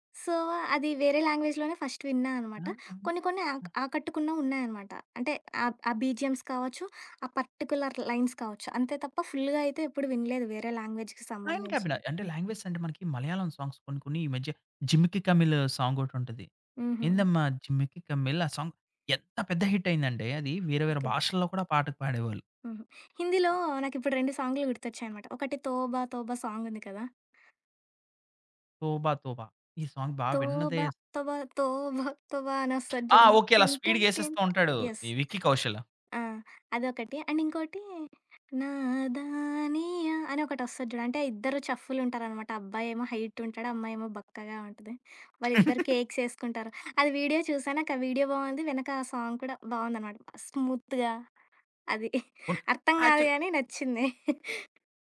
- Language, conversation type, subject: Telugu, podcast, నీకు హృదయానికి అత్యంత దగ్గరగా అనిపించే పాట ఏది?
- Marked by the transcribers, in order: in English: "సో"; in English: "లాంగ్వేజ్‌లోనే ఫస్ట్"; in English: "బీజీఎమ్స్"; in English: "పర్టిక్యులర్ లైన్స్"; in English: "లాంగ్వేజ్‌కి"; in English: "లాంగ్వేజెస్"; other background noise; in English: "సాంగ్స్"; laughing while speaking: "ఎంతమ్మీద జిమిక్కి కమ్మల్"; in English: "సాంగ్"; in English: "హిట్"; in English: "సాంగ్"; singing: "తోబా తోబా తోబా తోబా"; humming a tune; in English: "యెస్"; in English: "అండ్"; singing: "నదానియా"; in English: "హైట్"; in English: "కేక్స్"; giggle; in English: "సాంగ్"; in English: "స్మూత్‌గా"; in English: "యాక్చువల్లీ"; chuckle; tapping